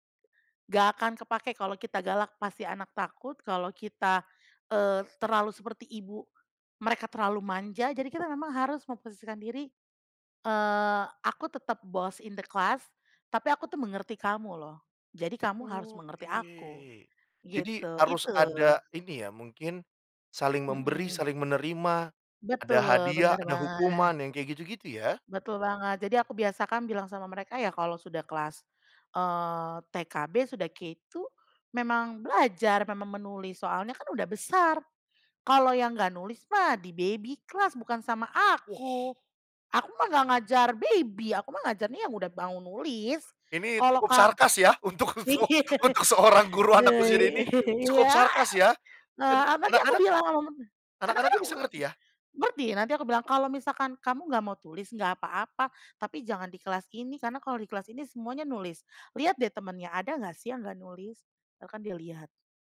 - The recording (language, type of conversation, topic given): Indonesian, podcast, Kebiasaan kecil apa yang membuat kreativitasmu berkembang?
- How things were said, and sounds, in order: in English: "boss in the class"; in English: "K2"; in English: "di-baby class"; in English: "baby"; laugh; laughing while speaking: "so untuk seorang"; unintelligible speech